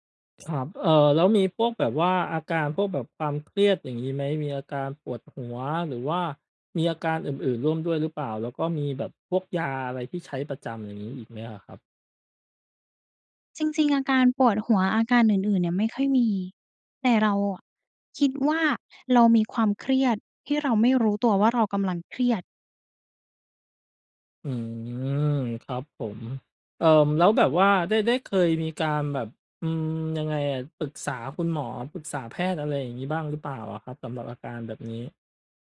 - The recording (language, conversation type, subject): Thai, advice, ทำไมฉันถึงรู้สึกเหนื่อยทั้งวันทั้งที่คิดว่านอนพอแล้ว?
- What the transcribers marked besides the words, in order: none